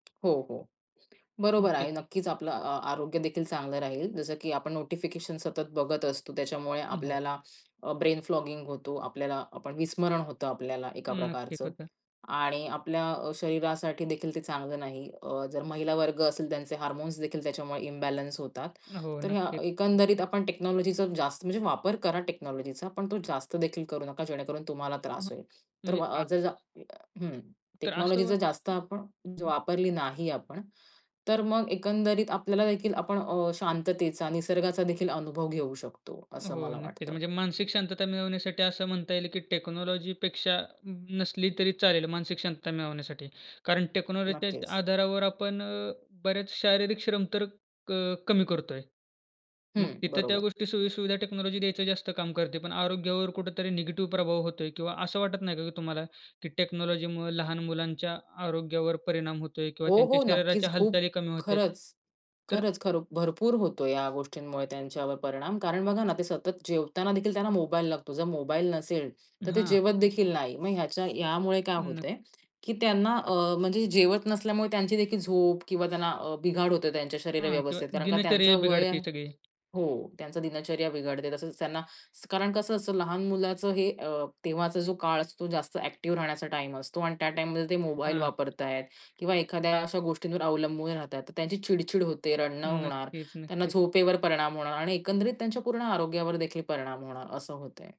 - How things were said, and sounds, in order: other background noise; in English: "ब्रेन फ्लॉगिंग"; in English: "हार्मोन्स"; in English: "इम्बॅलन्स"; in English: "टेक्नॉलॉजीचा"; in English: "टेक्नॉलॉजीचा"; in English: "टेक्नॉलॉजी"; other noise; in English: "टेक्नॉलॉजीपेक्षा"; in English: "टेक्नॉलॉजीच्या"; in English: "टेक्नॉलॉजी"; in English: "टेक्नॉलॉजीमुळं"; tapping
- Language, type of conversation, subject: Marathi, podcast, तंत्रज्ञानाशिवाय तुम्ही एक दिवस कसा घालवाल?